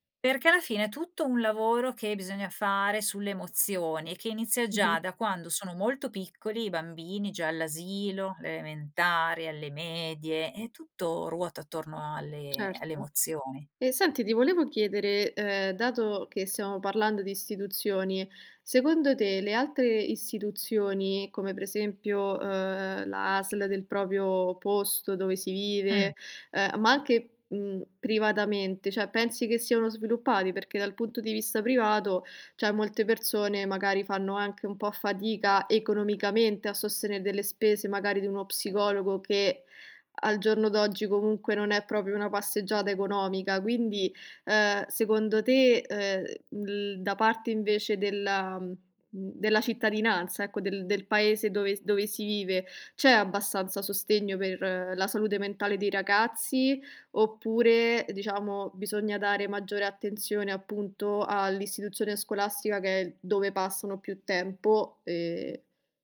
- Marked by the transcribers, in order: "proprio" said as "propio"; "cioè" said as "ceh"; "cioè" said as "ceh"; tapping; "proprio" said as "propio"
- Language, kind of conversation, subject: Italian, podcast, Come sostenete la salute mentale dei ragazzi a casa?